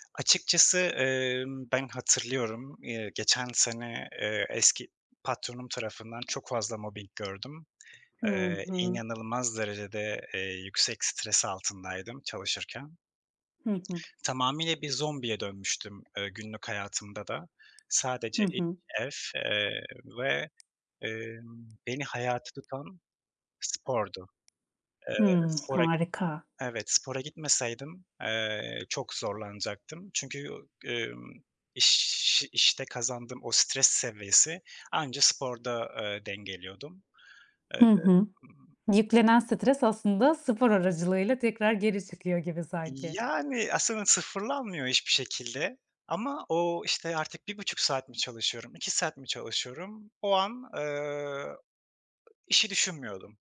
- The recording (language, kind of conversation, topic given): Turkish, unstructured, Günlük yaşamda stresi nasıl yönetiyorsun?
- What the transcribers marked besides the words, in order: other background noise; lip smack; tapping